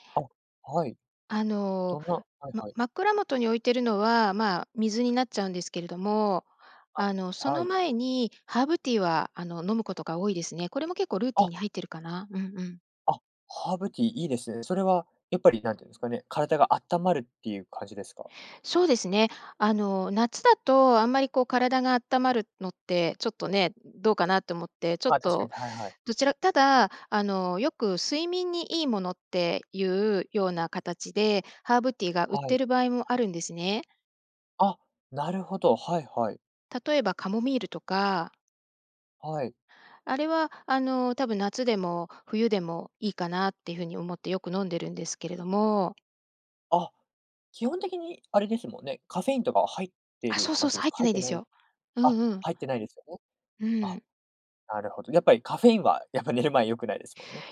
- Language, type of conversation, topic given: Japanese, podcast, 睡眠前のルーティンはありますか？
- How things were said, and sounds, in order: laughing while speaking: "寝る前"